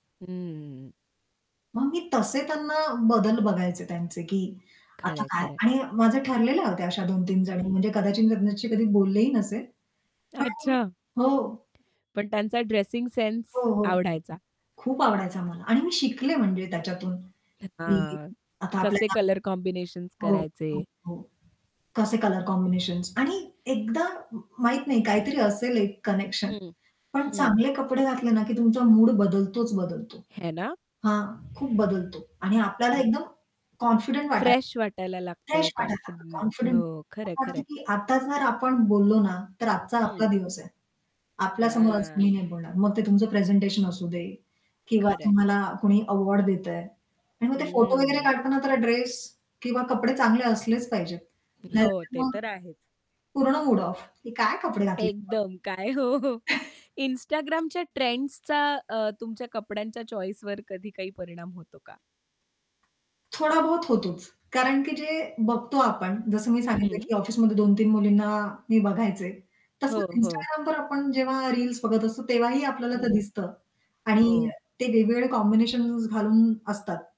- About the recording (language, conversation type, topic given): Marathi, podcast, कपड्यांमुळे तुमचा मूड बदलतो का?
- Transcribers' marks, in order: static; laughing while speaking: "अच्छा"; unintelligible speech; horn; tapping; in English: "कॉम्बिनेशन्स"; in English: "कॉम्बिनेशन्स"; other background noise; throat clearing; distorted speech; in English: "फ्रेश"; in English: "फ्रेश"; laughing while speaking: "काय हो"; chuckle; in English: "चॉईसवर"; in English: "कॉम्बिनेशन्स"